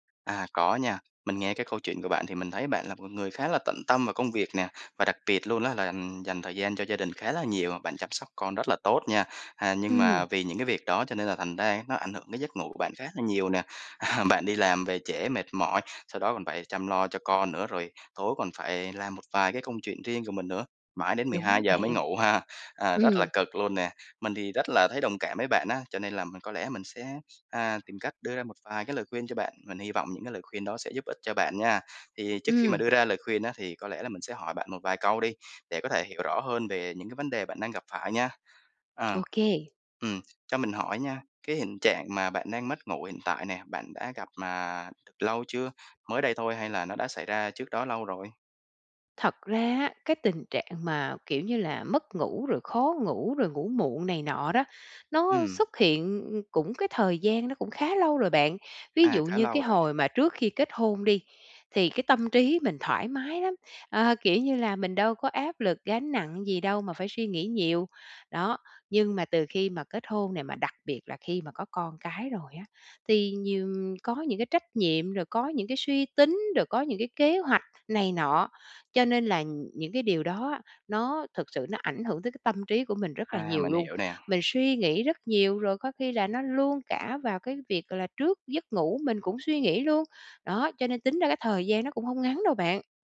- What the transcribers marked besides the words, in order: laughing while speaking: "À"; tapping; other background noise
- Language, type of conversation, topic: Vietnamese, advice, Làm sao để duy trì giấc ngủ đều đặn khi bạn thường mất ngủ hoặc ngủ quá muộn?